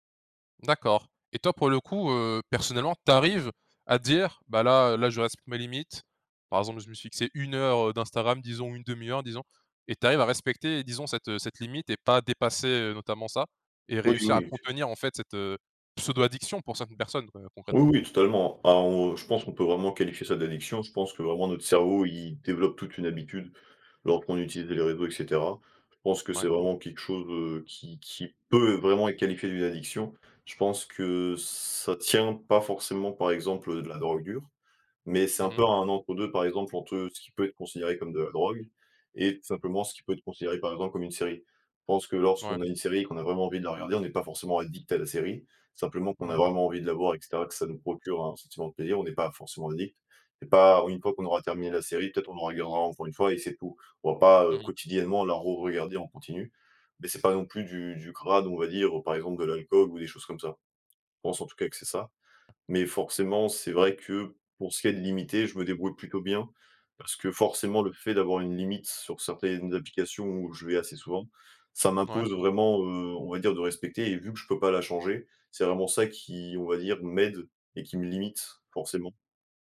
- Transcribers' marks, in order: stressed: "pseudo addiction"; other background noise; stressed: "peut"; tapping
- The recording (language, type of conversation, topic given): French, podcast, Comment poses-tu des limites au numérique dans ta vie personnelle ?